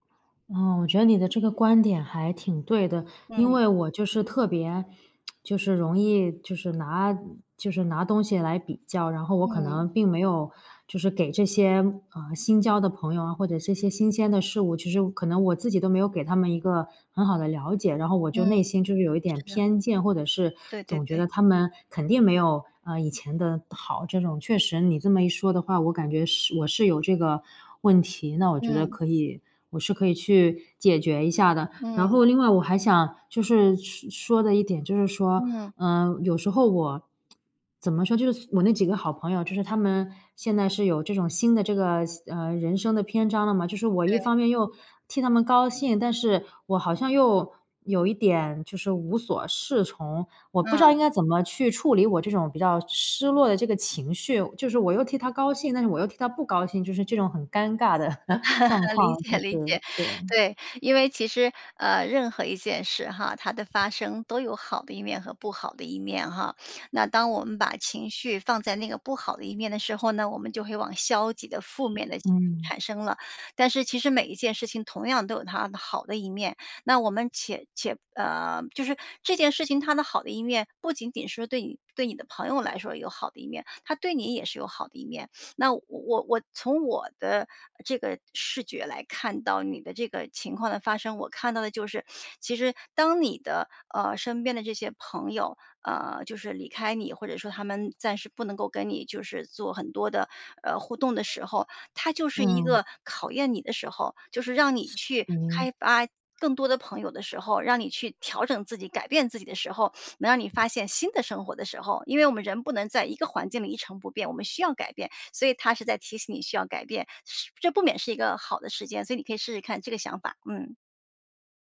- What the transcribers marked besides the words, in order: tsk; other background noise; chuckle; laughing while speaking: "理解 理解"; chuckle
- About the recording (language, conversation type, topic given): Chinese, advice, 朋友圈的变化是如何影响并重塑你的社交生活的？